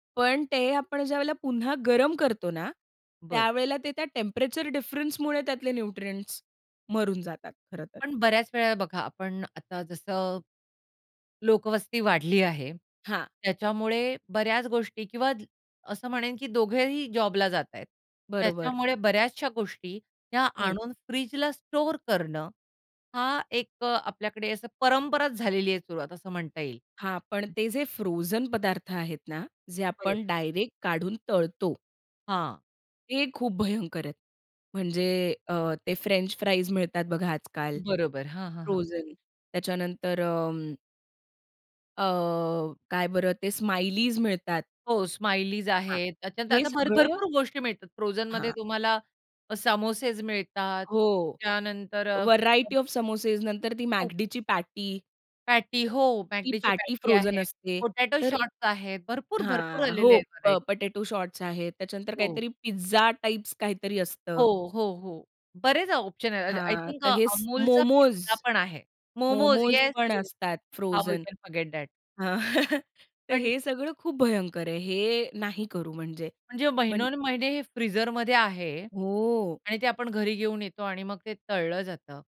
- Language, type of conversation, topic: Marathi, podcast, उरलेले अन्न चांगले कसे पुन्हा वापरता?
- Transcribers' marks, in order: in English: "टेम्परेचर डिफरन्स"; in English: "न्यूट्रिएंट्स"; other noise; other background noise; in English: "फ्रोझन"; tapping; in English: "फ्रेंच फ्राईज"; in English: "फ्रोझन"; in English: "स्माइलीज"; in English: "स्माइलीज"; in English: "व्हेरायटी ऑफ"; unintelligible speech; in English: "पॅटी"; in English: "पॅटी"; in English: "पॅटी"; in English: "पॅटी फ्रोझन"; in English: "पोटॅटो शॉट्स"; in English: "व्हरायटी"; in English: "पोटॅटो शॉट्स"; in English: "आय थिंक"; in English: "हाव यू कॅन फॉरगेट दॅट"; in English: "फ्रोझन"; laughing while speaking: "हां"